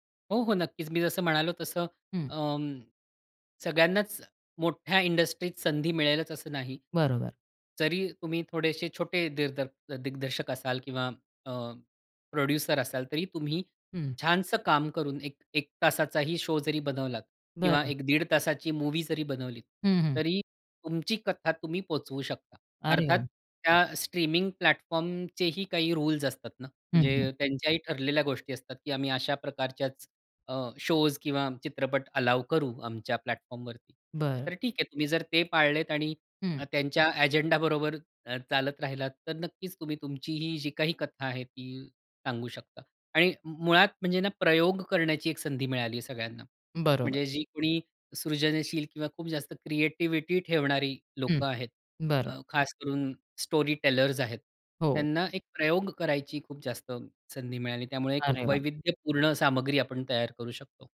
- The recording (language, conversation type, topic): Marathi, podcast, स्ट्रीमिंगमुळे कथा सांगण्याची पद्धत कशी बदलली आहे?
- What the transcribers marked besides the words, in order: tapping; in English: "प्रोड्युसर"; in English: "शो"; in English: "प्लॅटफॉर्मचेही"; other background noise; in English: "शोज"; in English: "अलाऊ"; in English: "प्लॅटफॉर्मवरती"; laughing while speaking: "एजेंडा बरोबर"; in English: "स्टोरी टेलर्स"